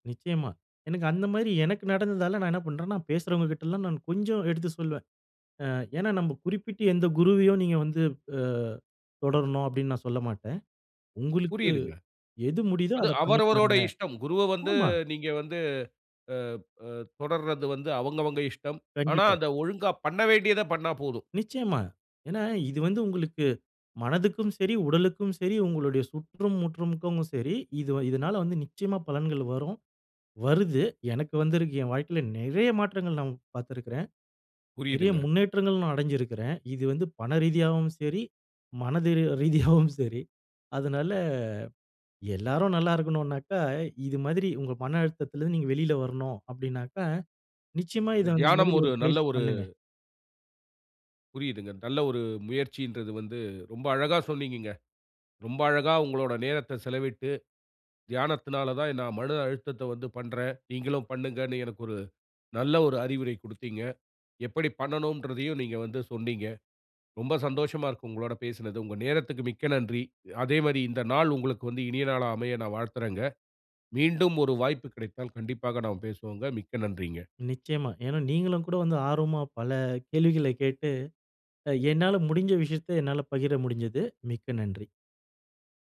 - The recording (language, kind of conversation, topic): Tamil, podcast, அழுத்தம் அதிகமான நாளை நீங்கள் எப்படிச் சமாளிக்கிறீர்கள்?
- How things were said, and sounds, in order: "முற்றும் இருக்கவங்களுக்கும்" said as "முற்றும்க்குங்க"; laughing while speaking: "ரீதி ரீதியாகவும் சரி. அதனால"; "மன" said as "மனு"